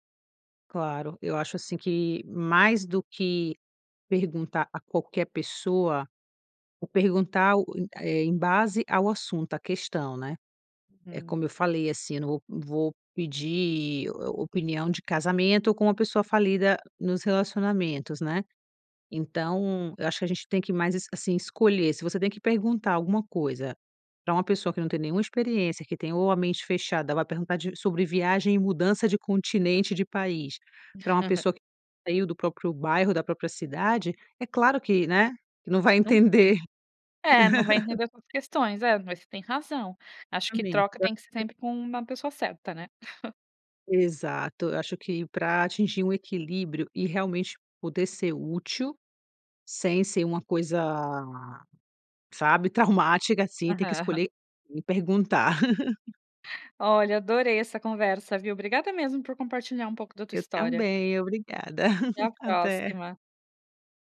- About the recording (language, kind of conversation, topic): Portuguese, podcast, O que te inspira mais: o isolamento ou a troca com outras pessoas?
- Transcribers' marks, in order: chuckle; unintelligible speech; unintelligible speech; laugh; unintelligible speech; chuckle; laugh; chuckle